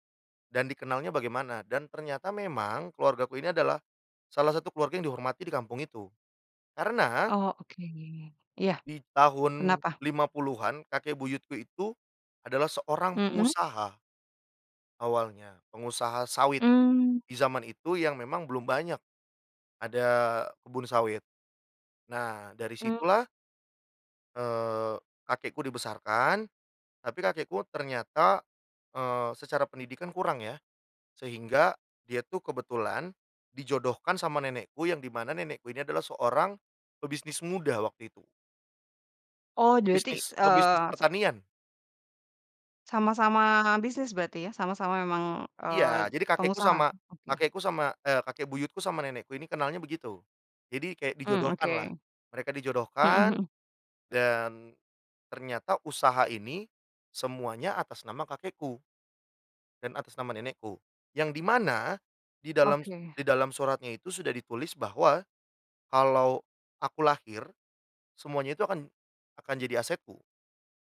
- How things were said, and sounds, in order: none
- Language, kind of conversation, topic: Indonesian, podcast, Pernahkah kamu pulang ke kampung untuk menelusuri akar keluargamu?